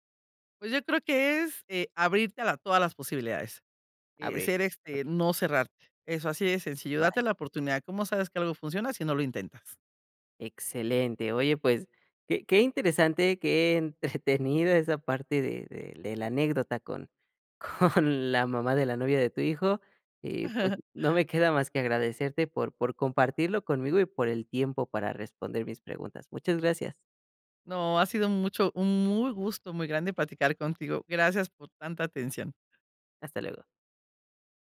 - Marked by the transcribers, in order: laughing while speaking: "entretenida"; laughing while speaking: "con la"; chuckle
- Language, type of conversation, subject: Spanish, podcast, ¿Qué trucos usas para que todos se sientan incluidos en la mesa?